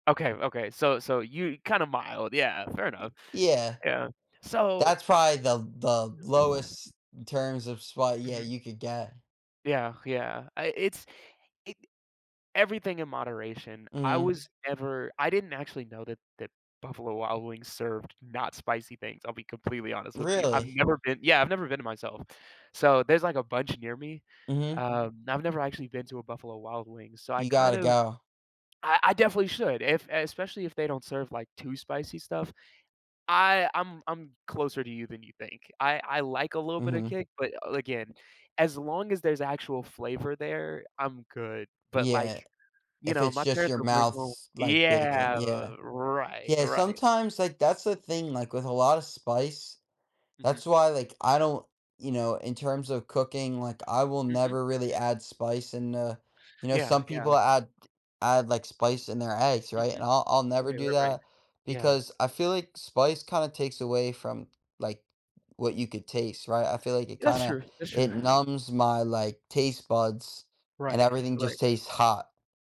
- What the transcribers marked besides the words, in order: tapping; other background noise; drawn out: "yeah"
- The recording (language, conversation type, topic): English, unstructured, What makes a home-cooked meal special to you?
- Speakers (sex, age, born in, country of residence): male, 20-24, United States, United States; male, 20-24, United States, United States